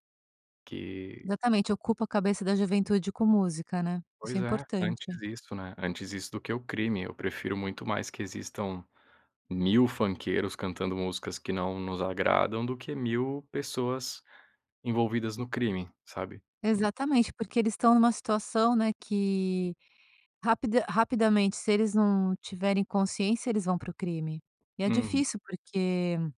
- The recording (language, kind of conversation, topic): Portuguese, podcast, Você tem uma playlist que te define? Por quê?
- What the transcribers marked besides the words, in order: none